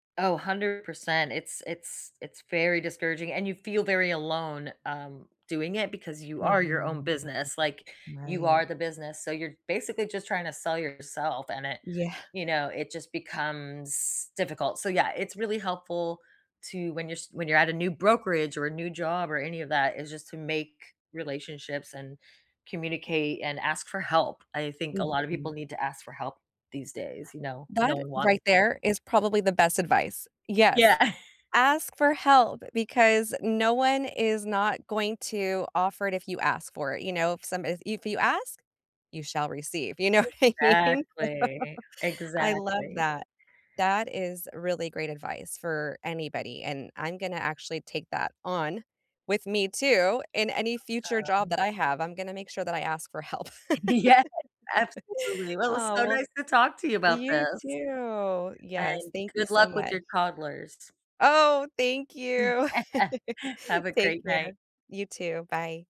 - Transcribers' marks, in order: laughing while speaking: "Yeah"; chuckle; laughing while speaking: "You know what I mean?"; laugh; laughing while speaking: "Yeah"; laugh; joyful: "Oh! Thank you"; chuckle
- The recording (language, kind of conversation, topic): English, unstructured, What advice would you give to someone who is starting a new job?
- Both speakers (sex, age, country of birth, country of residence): female, 40-44, United States, United States; female, 40-44, United States, United States